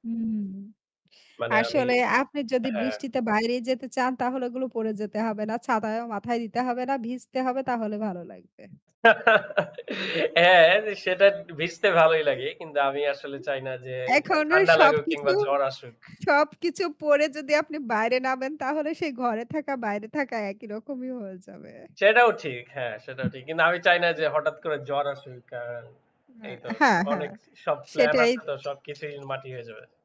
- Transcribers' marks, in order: static; laugh; laughing while speaking: "হ্যাঁ, সেটা একটু ভিজতে ভালোই … কিংবা জ্বর আসুক"; chuckle; laughing while speaking: "এখনো সবকিছু সবকিছু পরে যদি … রকমই হয়ে যাবে"; chuckle; other background noise
- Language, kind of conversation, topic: Bengali, unstructured, আপনি কি প্রাকৃতিক পরিবেশে সময় কাটাতে বেশি পছন্দ করেন?